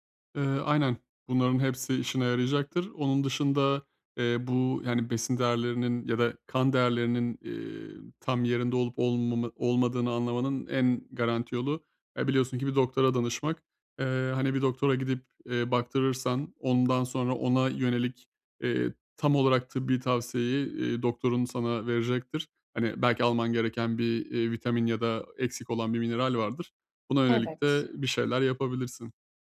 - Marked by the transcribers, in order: none
- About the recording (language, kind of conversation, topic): Turkish, advice, Düzenli bir uyku rutini nasıl oluşturup sabahları daha enerjik uyanabilirim?